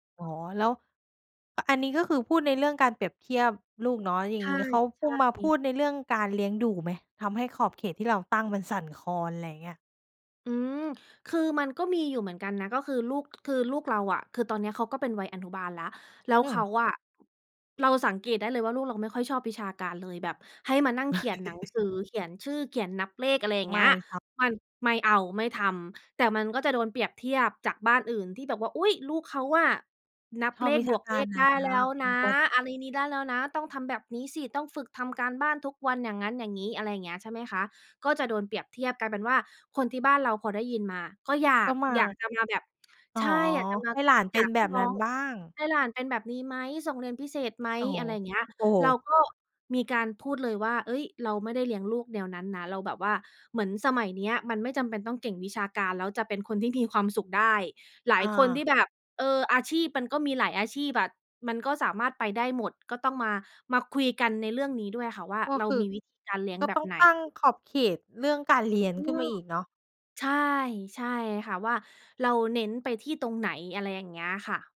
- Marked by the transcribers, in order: chuckle; tsk
- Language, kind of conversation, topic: Thai, podcast, คุณเคยตั้งขอบเขตกับคนในครอบครัวไหม และอยากเล่าให้ฟังไหม?